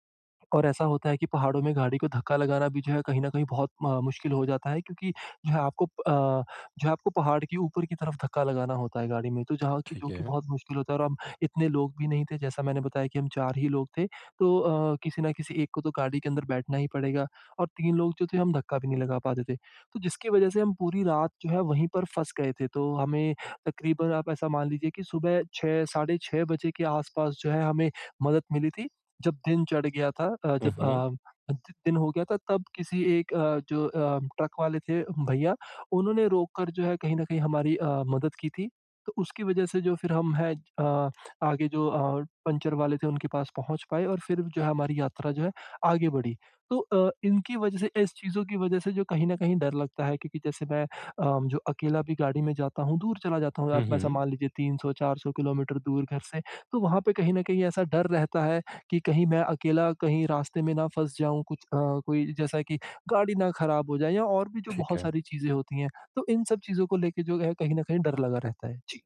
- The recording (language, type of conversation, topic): Hindi, advice, मैं यात्रा की अनिश्चितता और चिंता से कैसे निपटूँ?
- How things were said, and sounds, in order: tapping